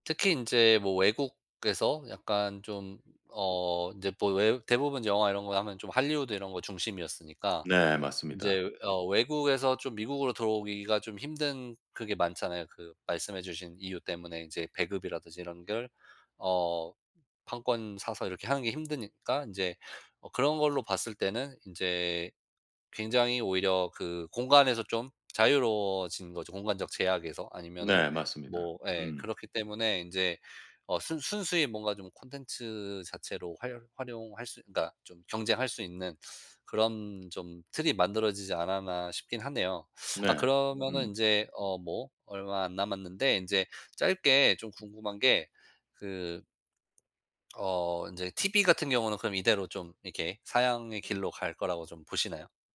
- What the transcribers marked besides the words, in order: other background noise; tapping; teeth sucking
- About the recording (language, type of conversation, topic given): Korean, podcast, ott 같은 온라인 동영상 서비스가 TV 시청과 제작 방식을 어떻게 바꿨다고 보시나요?